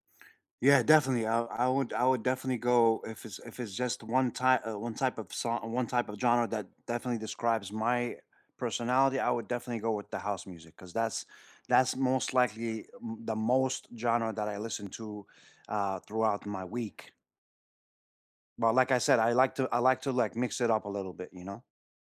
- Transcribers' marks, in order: tapping; other background noise
- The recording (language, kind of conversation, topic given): English, unstructured, What song or playlist matches your mood today?
- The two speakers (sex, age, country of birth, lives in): male, 30-34, United States, United States; male, 35-39, United States, United States